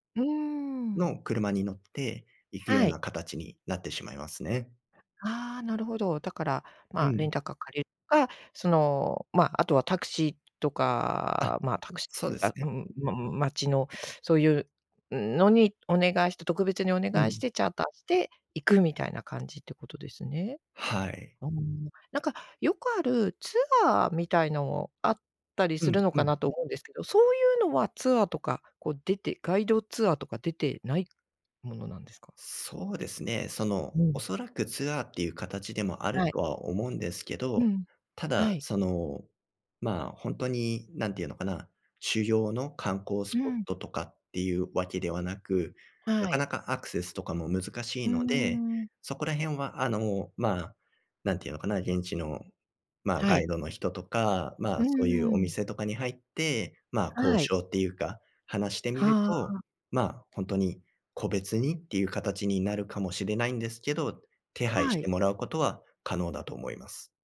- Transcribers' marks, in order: other noise
- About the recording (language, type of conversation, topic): Japanese, podcast, 旅で見つけた秘密の場所について話してくれますか？